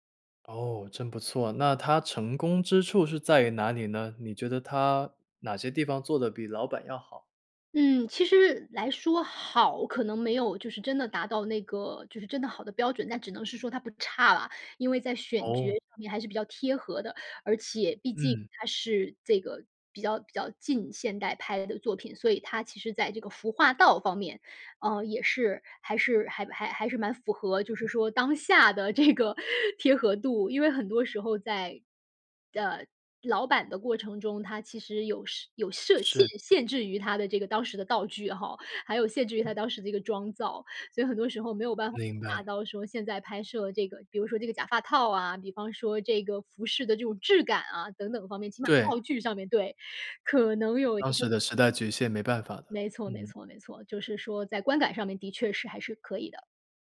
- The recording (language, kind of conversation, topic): Chinese, podcast, 为什么老故事总会被一再翻拍和改编？
- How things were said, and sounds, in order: tapping; laughing while speaking: "这个"